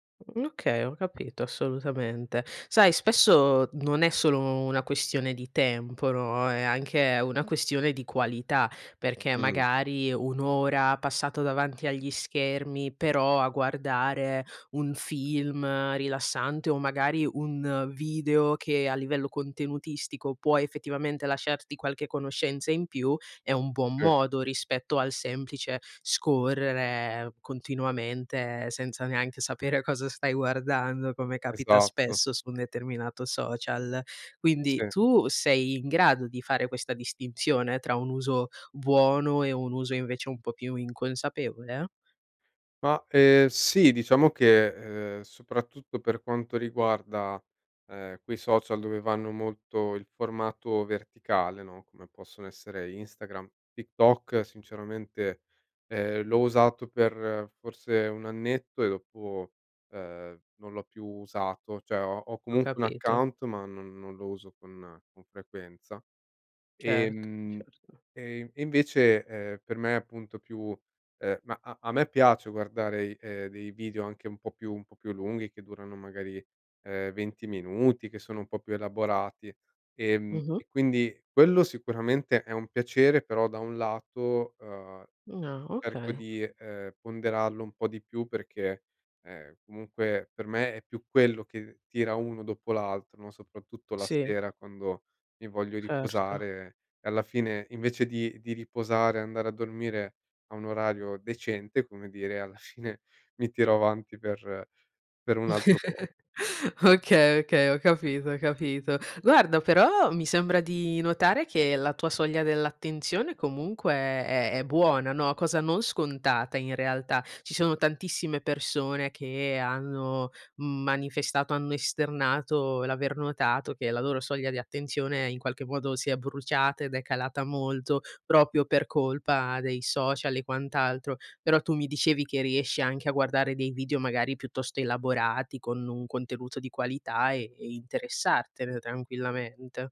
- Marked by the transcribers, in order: laughing while speaking: "fine"; laugh; laughing while speaking: "Okay"
- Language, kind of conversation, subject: Italian, podcast, Cosa fai per limitare il tempo davanti agli schermi?